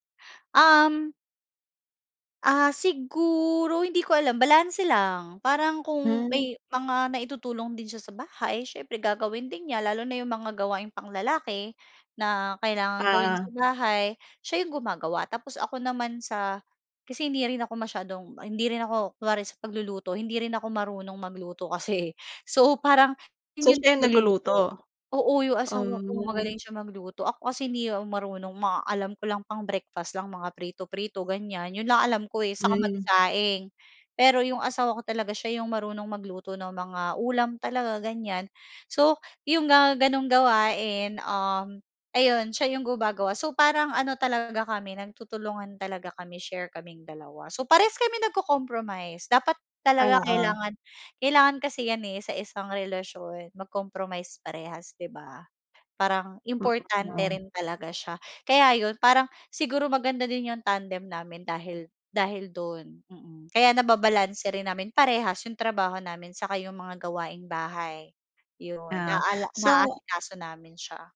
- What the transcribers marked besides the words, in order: other background noise; background speech
- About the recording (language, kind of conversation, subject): Filipino, podcast, Paano mo nababalanse ang trabaho at mga gawain sa bahay kapag pareho kang abala sa dalawa?